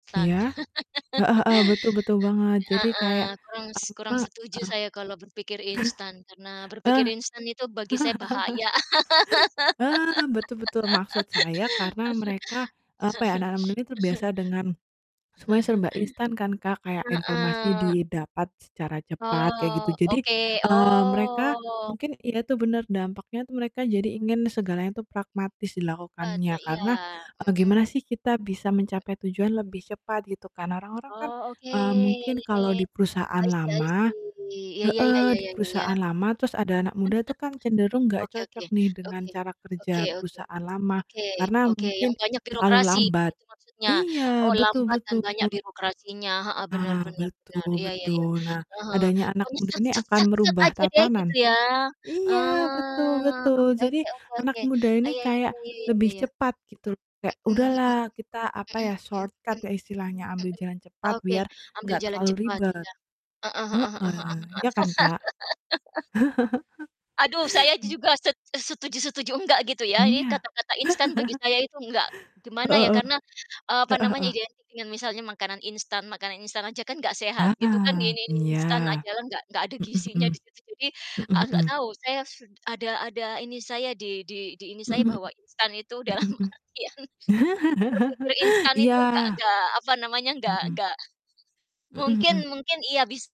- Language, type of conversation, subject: Indonesian, unstructured, Bagaimana peran anak muda dalam mendorong perubahan sosial?
- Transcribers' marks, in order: other background noise; laugh; distorted speech; chuckle; laugh; laugh; chuckle; drawn out: "oh"; other noise; drawn out: "oke"; in English: "I see, I see"; chuckle; drawn out: "ah"; in English: "shortcut"; laugh; chuckle; chuckle; unintelligible speech; laughing while speaking: "dalam artian"; chuckle